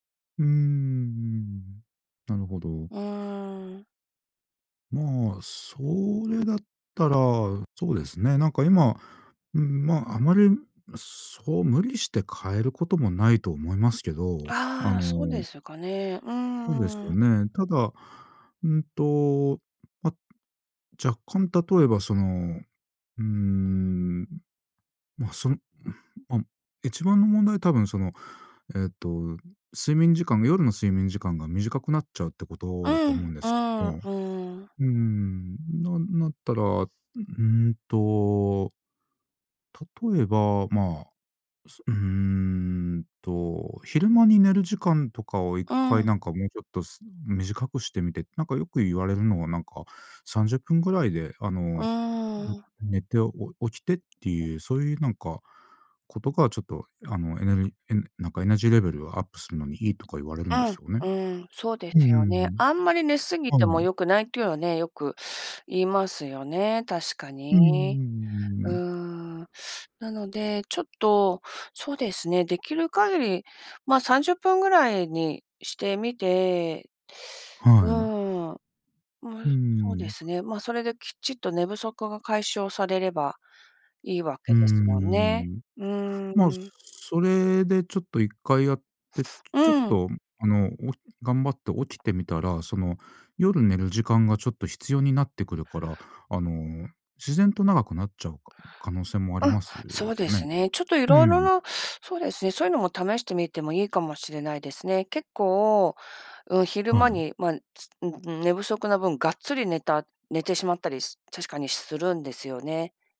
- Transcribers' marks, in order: other noise; tapping; teeth sucking; teeth sucking; teeth sucking; teeth sucking
- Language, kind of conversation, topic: Japanese, advice, 生活リズムが乱れて眠れず、健康面が心配なのですがどうすればいいですか？